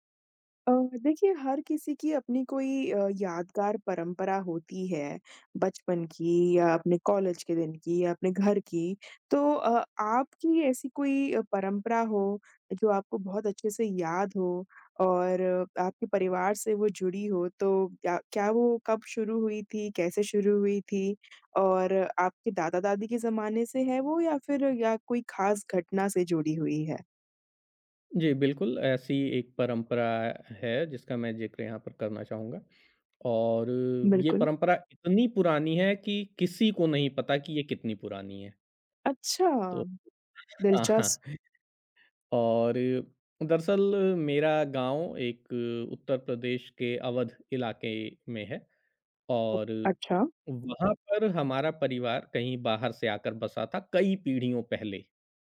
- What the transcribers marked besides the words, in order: other background noise
- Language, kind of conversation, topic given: Hindi, podcast, आपके परिवार की सबसे यादगार परंपरा कौन-सी है?